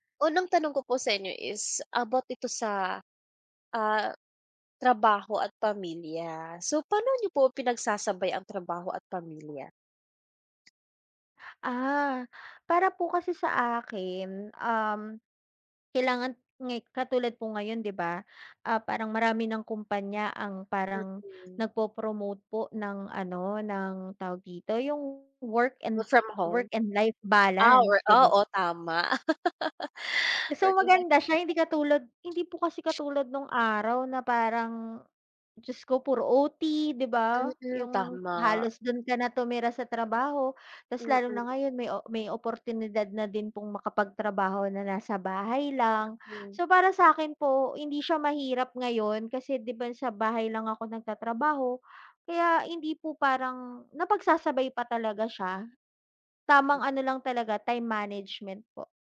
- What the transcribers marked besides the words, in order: laugh
- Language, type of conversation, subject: Filipino, unstructured, Paano mo napagsasabay ang trabaho at pamilya?
- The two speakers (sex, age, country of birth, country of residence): female, 25-29, Philippines, Philippines; female, 35-39, Philippines, Philippines